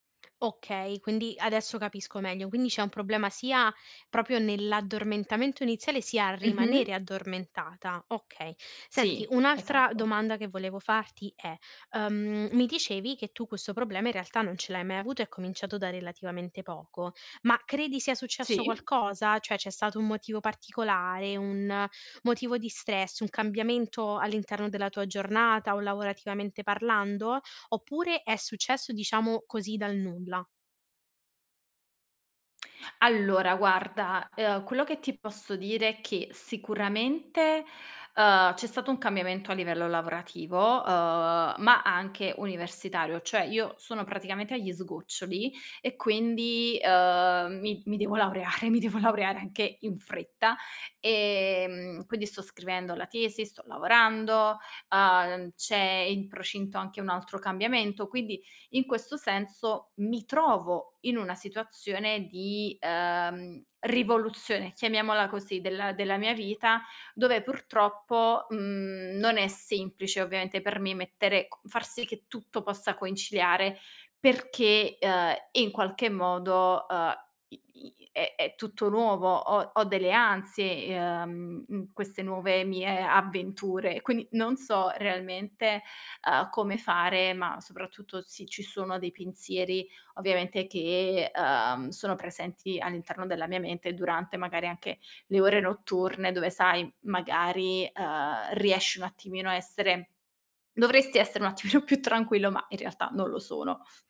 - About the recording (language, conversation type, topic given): Italian, advice, Perché mi sveglio ripetutamente durante la notte senza capirne il motivo?
- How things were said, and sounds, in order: "proprio" said as "propio"; "Cioè" said as "ceh"; "cioè" said as "ceh"; anticipating: "mi devo laureare, mi devo laureare"; "conciliare" said as "coinciliare"; laughing while speaking: "attimino"